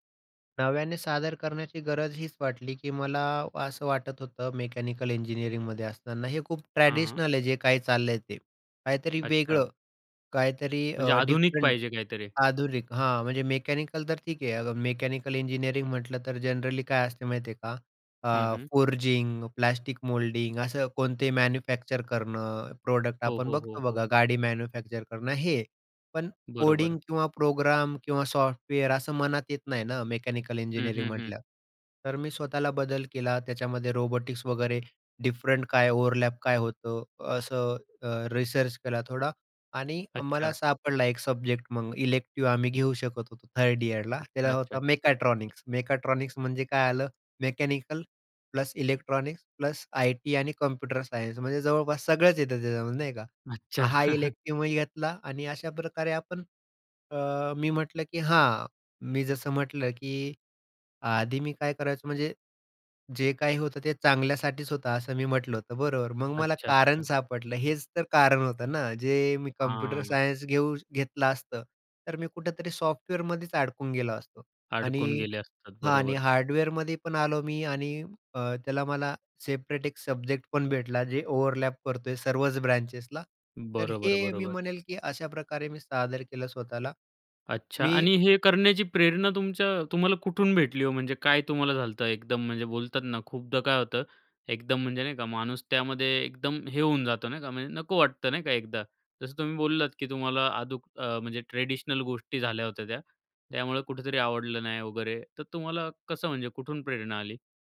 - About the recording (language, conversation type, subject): Marathi, podcast, स्वतःला नव्या पद्धतीने मांडायला तुम्ही कुठून आणि कशी सुरुवात करता?
- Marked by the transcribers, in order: in English: "डिफरंट"; in English: "जनरली"; in English: "प्रॉडक्ट"; tapping; in English: "डिफरंट"; in English: "ओव्हरलॅप"; in English: "रिसर्च"; in English: "सब्जेक्ट"; in English: "इलेक्टिव"; in English: "प्लस"; in English: "प्लस"; chuckle; in English: "इलेक्टिवही"; other noise; in English: "सेपरेट"; in English: "सब्जेक्ट"; in English: "ओव्हरलॅप"; in English: "ब्रांचेसला"